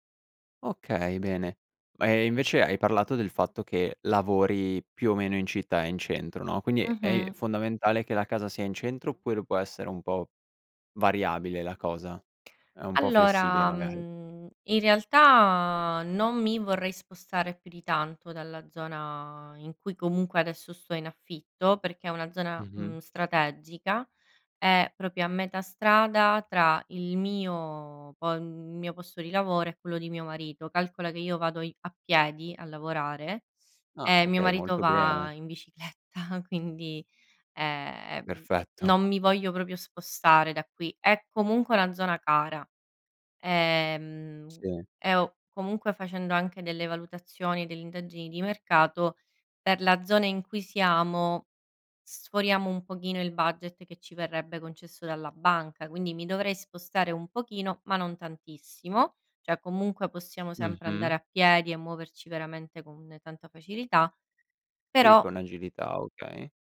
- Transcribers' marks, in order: "proprio" said as "propio"; laughing while speaking: "bicicletta"; laughing while speaking: "Perfetto"
- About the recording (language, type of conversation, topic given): Italian, advice, Quali difficoltà stai incontrando nel trovare una casa adatta?